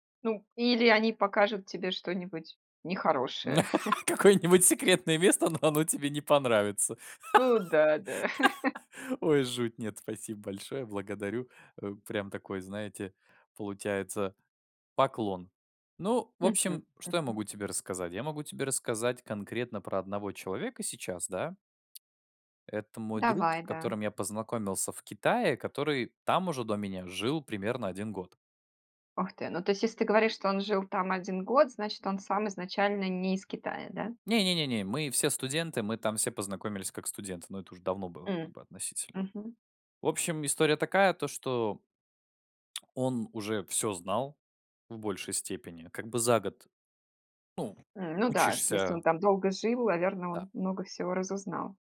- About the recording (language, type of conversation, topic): Russian, podcast, Расскажи о человеке, который показал тебе скрытое место?
- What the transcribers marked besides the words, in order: laugh; laughing while speaking: "Какое-нибудь секретное место, но оно тебе не понравится"; chuckle; tapping; laugh; chuckle; lip smack